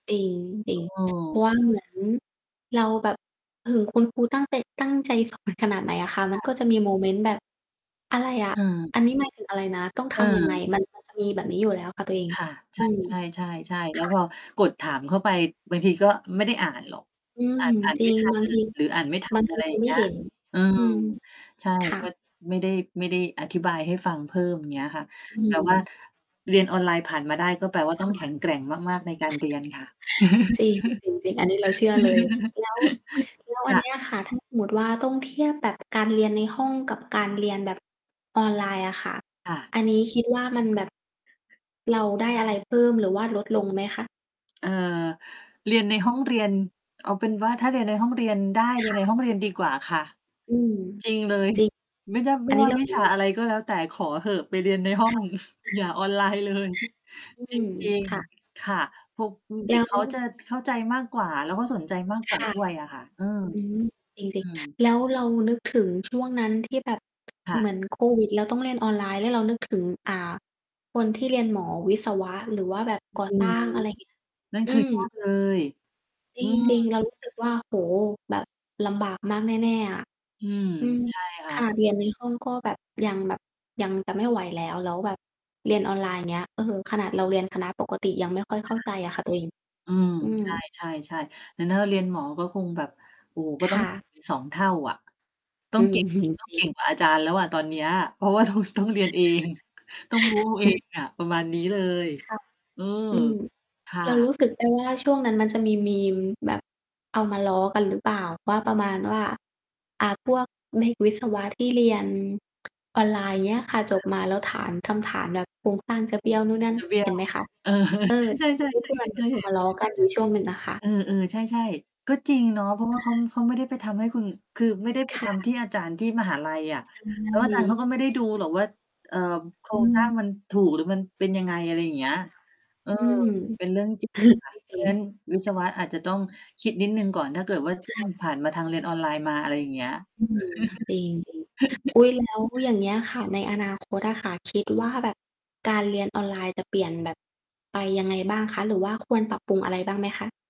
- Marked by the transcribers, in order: distorted speech; mechanical hum; chuckle; giggle; chuckle; laughing while speaking: "ห้อง อย่าออนไลน์เลย"; static; chuckle; laughing while speaking: "เพราะว่าต้อง ต้องเรียนเอง"; chuckle; unintelligible speech; other noise; laughing while speaking: "เออ"; chuckle; chuckle; chuckle
- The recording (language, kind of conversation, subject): Thai, unstructured, การเรียนออนไลน์มีข้อดีและข้อเสียอย่างไร?